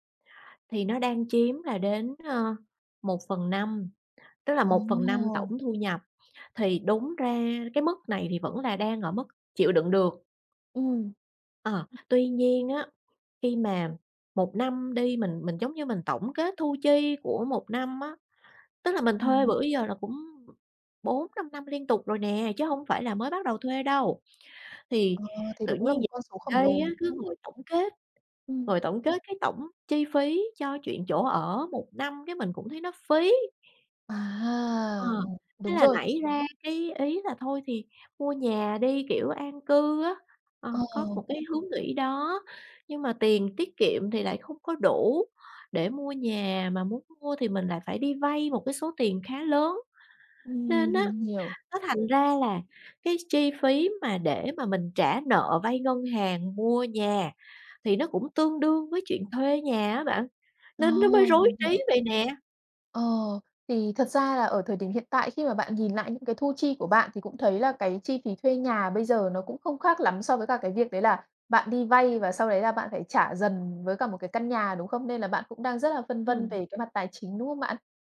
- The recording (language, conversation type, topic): Vietnamese, advice, Nên mua nhà hay tiếp tục thuê nhà?
- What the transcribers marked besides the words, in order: other background noise; tapping